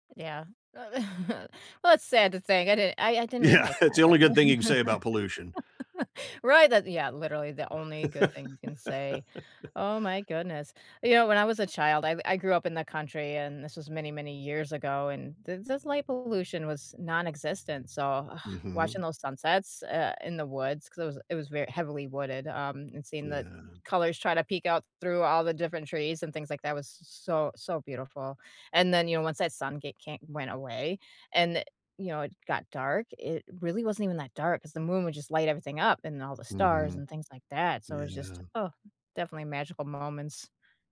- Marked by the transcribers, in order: laugh; laughing while speaking: "Yeah"; laugh; laugh
- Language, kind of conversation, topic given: English, unstructured, Have you ever watched a sunrise or sunset that stayed with you?
- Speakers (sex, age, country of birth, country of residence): female, 40-44, United States, United States; male, 65-69, United States, United States